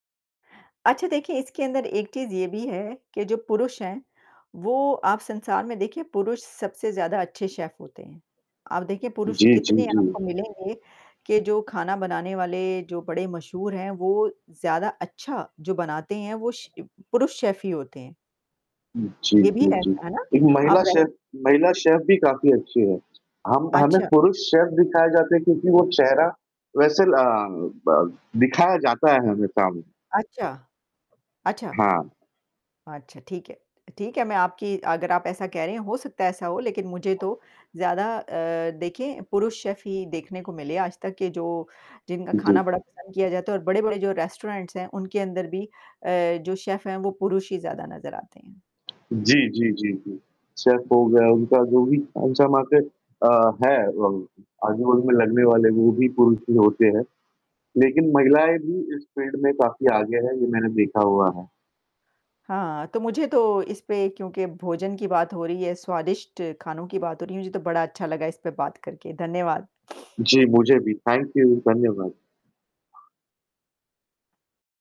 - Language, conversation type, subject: Hindi, unstructured, कौन से व्यंजन आपके लिए खास हैं और क्यों?
- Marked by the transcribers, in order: in English: "शेफ़"; static; distorted speech; other noise; in English: "शेफ़"; in English: "शेफ़"; in English: "शेफ़"; in English: "शेफ़"; in English: "शेफ़"; in English: "रेस्टोरेंट्स"; in English: "शेफ़"; tapping; in English: "सेफ़"; in English: "मार्केट"; in English: "फ़ील्ड"; other background noise; in English: "थैंक यू"